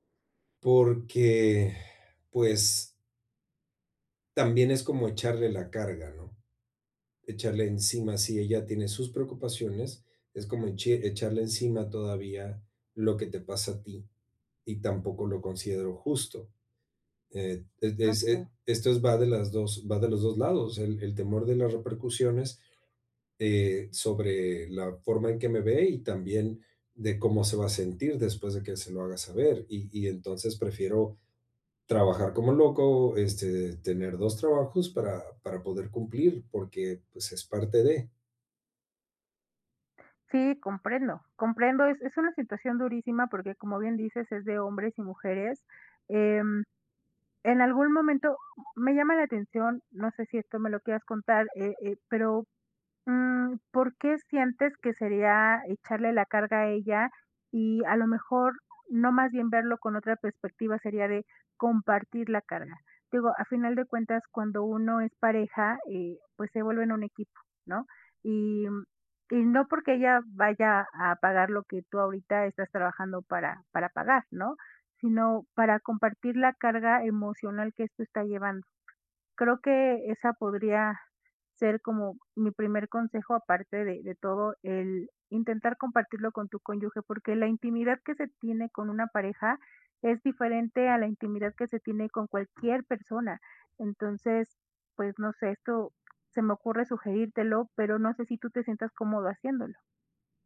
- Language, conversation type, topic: Spanish, advice, ¿Cómo puedo pedir apoyo emocional sin sentirme débil?
- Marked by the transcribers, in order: tapping; other background noise